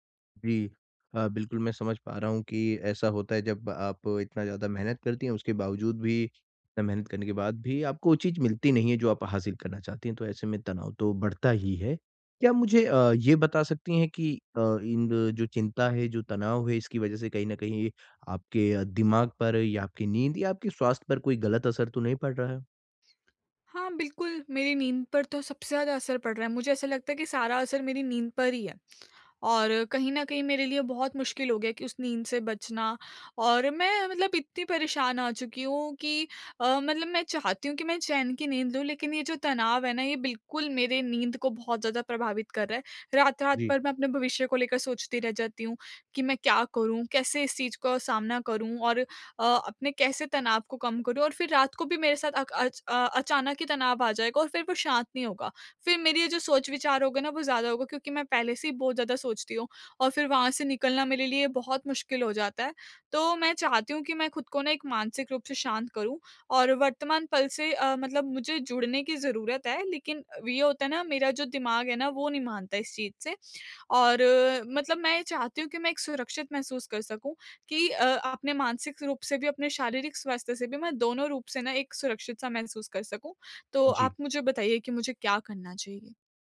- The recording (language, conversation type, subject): Hindi, advice, तनाव अचानक आए तो मैं कैसे जल्दी शांत और उपस्थित रहूँ?
- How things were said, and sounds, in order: tapping